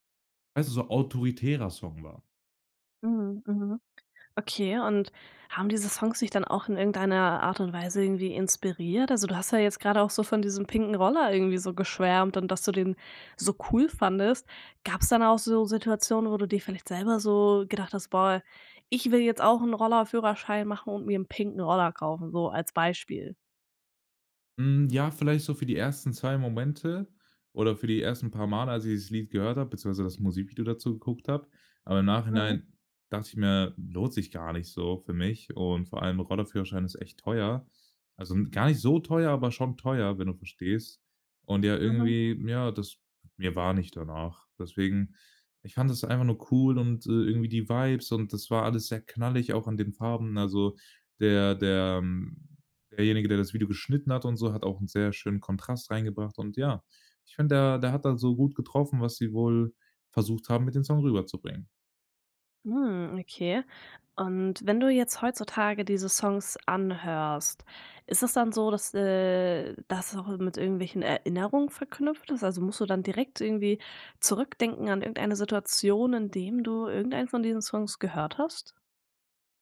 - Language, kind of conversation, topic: German, podcast, Welche Musik hat deine Jugend geprägt?
- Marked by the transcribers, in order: put-on voice: "'n Roller-Führerschein machen und mir 'n pinken Roller kaufen"; stressed: "so"